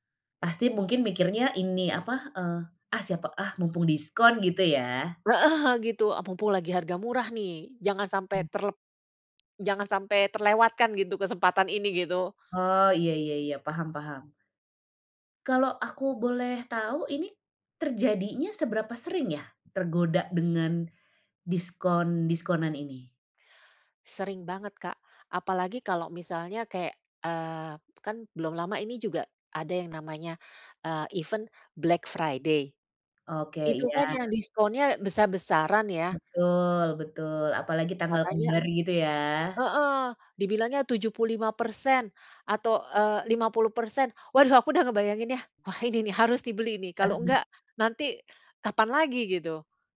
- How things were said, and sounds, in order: other background noise; in English: "event Black Friday"
- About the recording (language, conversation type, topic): Indonesian, advice, Mengapa saya selalu tergoda membeli barang diskon padahal sebenarnya tidak membutuhkannya?